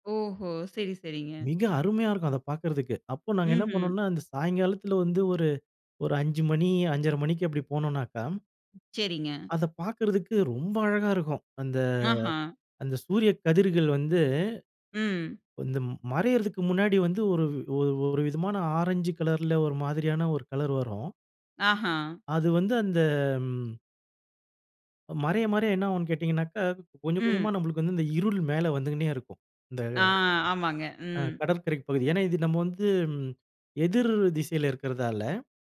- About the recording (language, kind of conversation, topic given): Tamil, podcast, சூரியன் மறையும்போது தோன்றும் காட்சி உங்களுக்கு என்ன அர்த்தம் சொல்கிறது?
- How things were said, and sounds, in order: other noise